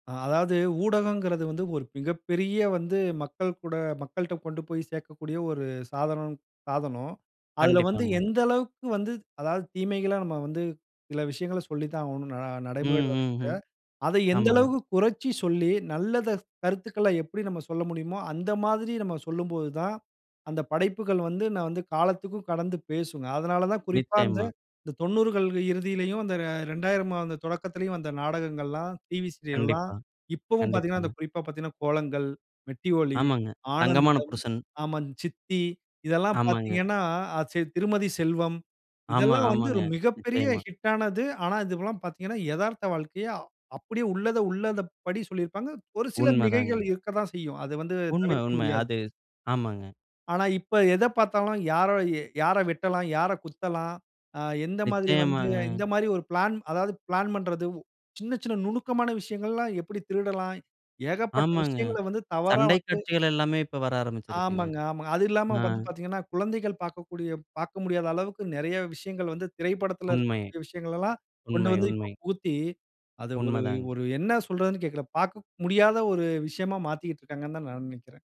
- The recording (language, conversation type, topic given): Tamil, podcast, சீரியல் கதைகளில் பெண்கள் எப்படி பிரதிபலிக்கப்படுகிறார்கள் என்று உங்கள் பார்வை என்ன?
- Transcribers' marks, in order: unintelligible speech